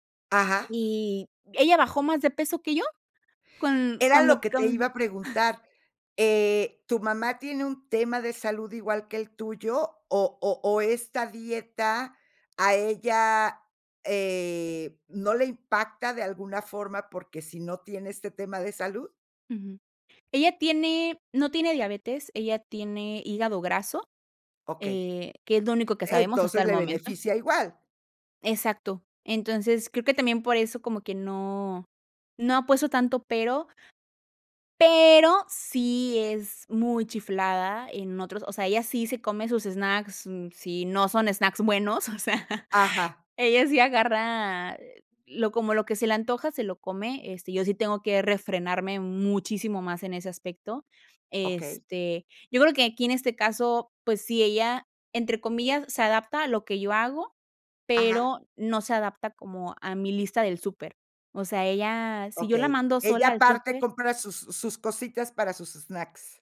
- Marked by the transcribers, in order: chuckle; other background noise; laughing while speaking: "o sea"
- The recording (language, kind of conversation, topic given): Spanish, podcast, ¿Cómo te organizas para comer más sano cada semana?